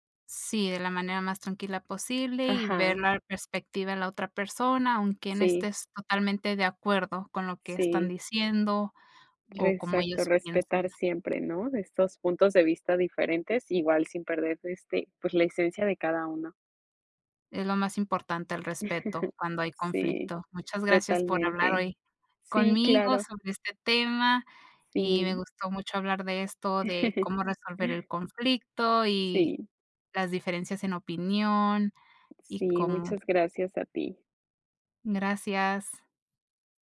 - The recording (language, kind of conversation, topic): Spanish, unstructured, ¿Crees que es importante comprender la perspectiva de la otra persona en un conflicto?
- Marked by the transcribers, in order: tapping; chuckle; chuckle